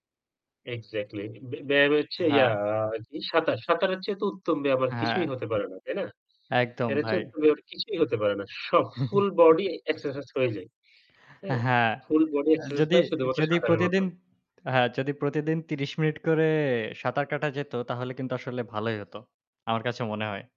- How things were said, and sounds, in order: static; tapping; chuckle
- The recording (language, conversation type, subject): Bengali, unstructured, আপনি কেন মনে করেন নিয়মিত ব্যায়াম করা গুরুত্বপূর্ণ?